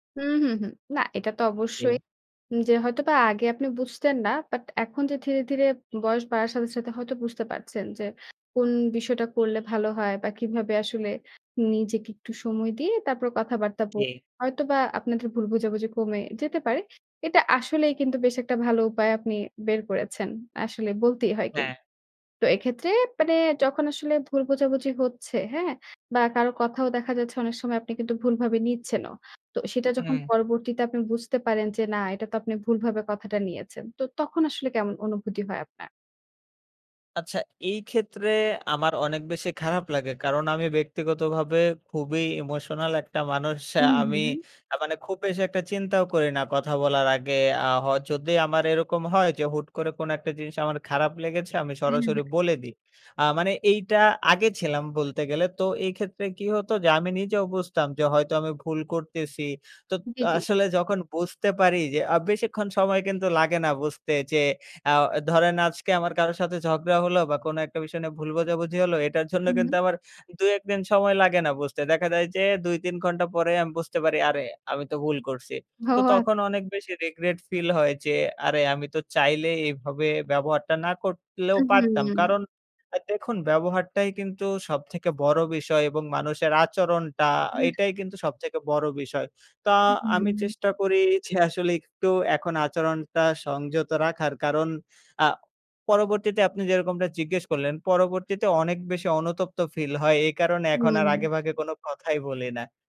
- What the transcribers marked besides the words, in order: horn; scoff; laughing while speaking: "ও আ"; in English: "regret"; "করলেও" said as "করতলেও"; scoff
- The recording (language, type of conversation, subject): Bengali, podcast, ভুল বোঝাবুঝি হলে আপনি প্রথমে কী করেন?